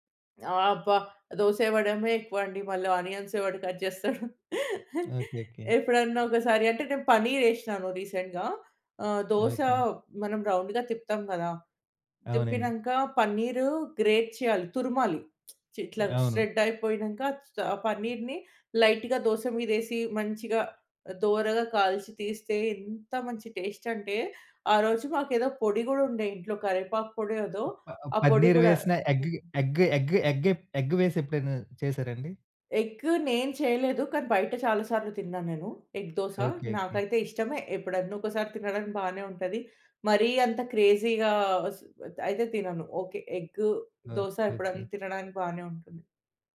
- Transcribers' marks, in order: in English: "ఆనియన్స్"; in English: "కట్"; giggle; in English: "పన్నీర్"; in English: "రీసెంట్‌గా"; in English: "రౌండ్‌గా"; in English: "గ్రేట్"; tsk; in English: "పన్నీర్‌ని లైట్‌గా"; in English: "టేస్ట్"; in English: "ప పన్నీర్"; in English: "ఎగ్‌కి ఎగ్ ఎగ్ ఎగ్"; other noise; in English: "ఎగ్"; in English: "ఎగ్"; in English: "ఎగ్"; in English: "క్రేజీగా"; in English: "ఎగ్"
- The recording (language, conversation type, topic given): Telugu, podcast, సాధారణంగా మీరు అల్పాహారంగా ఏమి తింటారు?